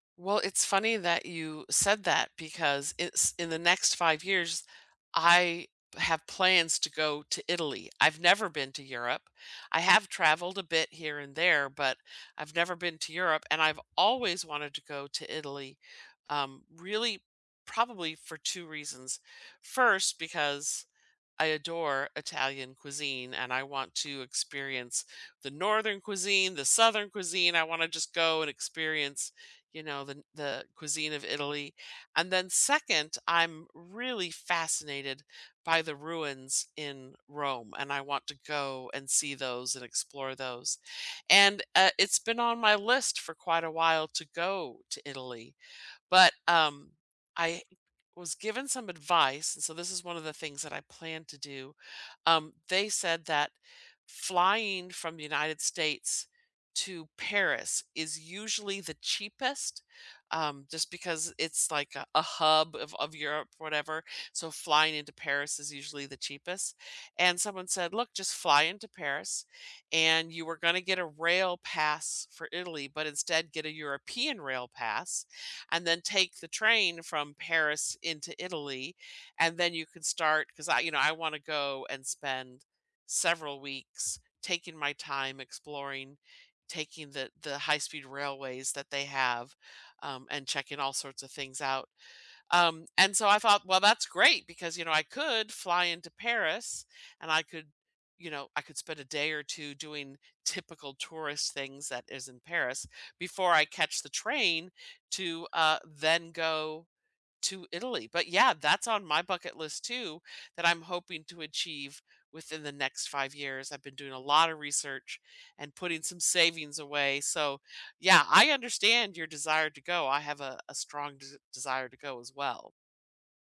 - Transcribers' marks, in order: tapping
- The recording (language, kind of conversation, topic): English, unstructured, What dreams do you hope to achieve in the next five years?
- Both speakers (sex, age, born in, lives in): female, 60-64, United States, United States; female, 65-69, United States, United States